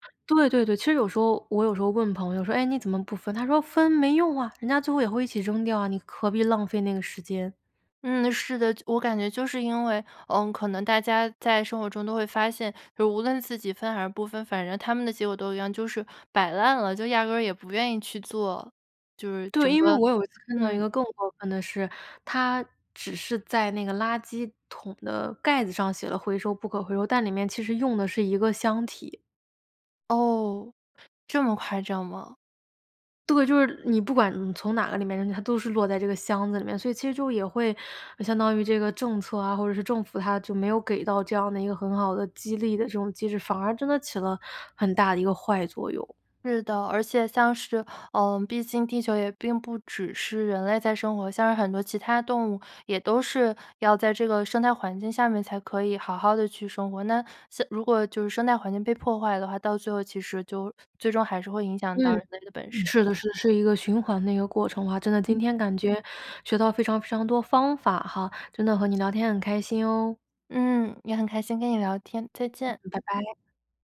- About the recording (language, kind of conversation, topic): Chinese, podcast, 你家是怎么做垃圾分类的？
- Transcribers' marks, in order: none